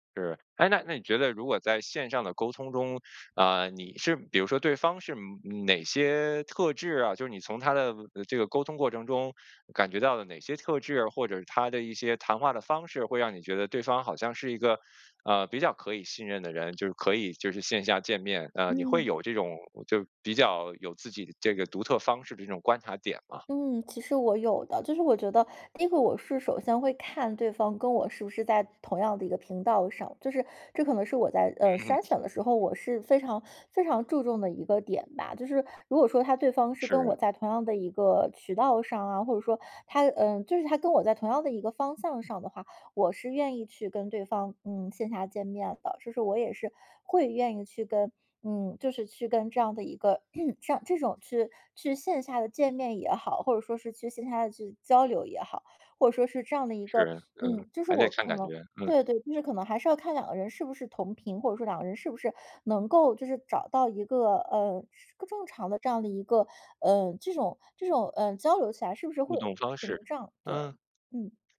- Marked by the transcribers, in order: other background noise; throat clearing
- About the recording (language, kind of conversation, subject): Chinese, podcast, 你怎么看待线上交友和线下交友？